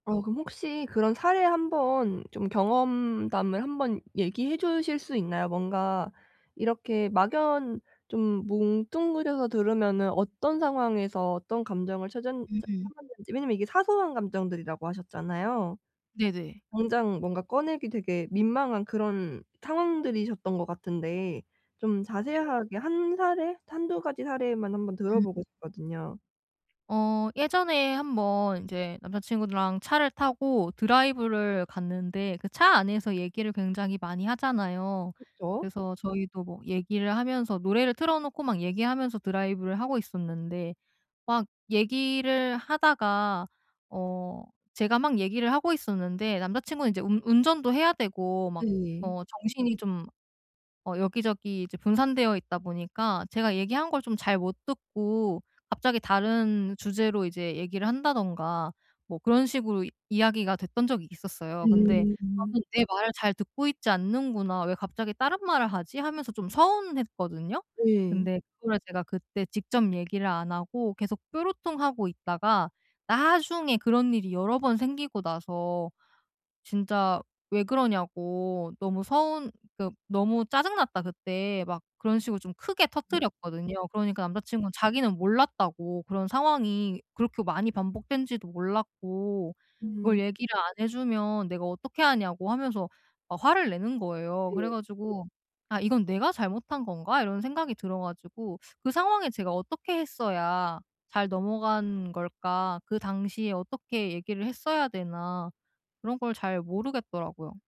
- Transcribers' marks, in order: tapping
- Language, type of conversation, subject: Korean, advice, 파트너에게 내 감정을 더 잘 표현하려면 어떻게 시작하면 좋을까요?